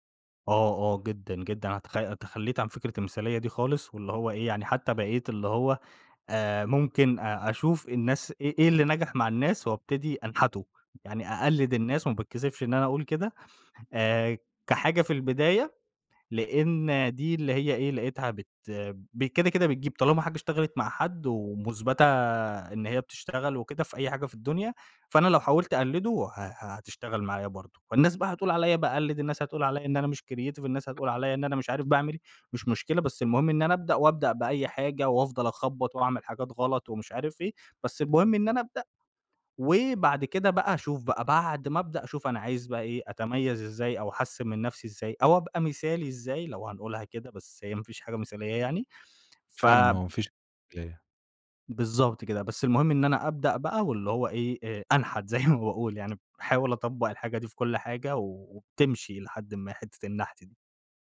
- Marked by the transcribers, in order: tapping; in English: "creative"; laughing while speaking: "زي ما باقول يعني"
- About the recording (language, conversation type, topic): Arabic, podcast, إزاي تتعامل مع المثالية الزيادة اللي بتعطّل الفلو؟